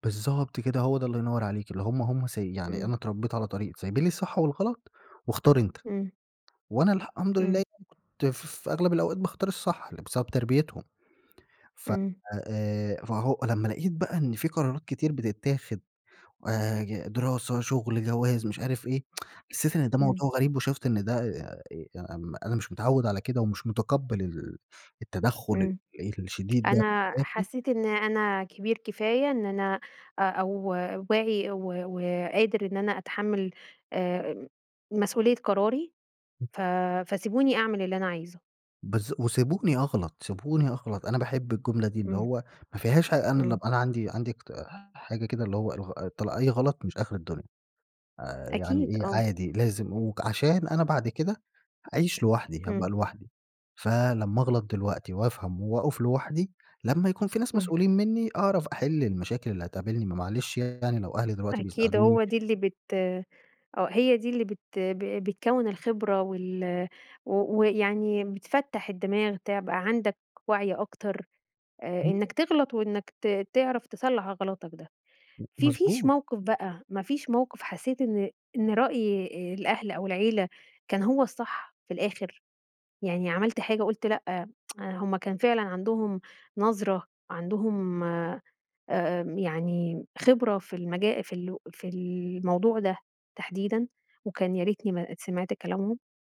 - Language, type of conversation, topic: Arabic, podcast, إزاي بتتعامل مع ضغط العيلة على قراراتك؟
- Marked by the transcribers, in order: tapping; unintelligible speech; unintelligible speech; tsk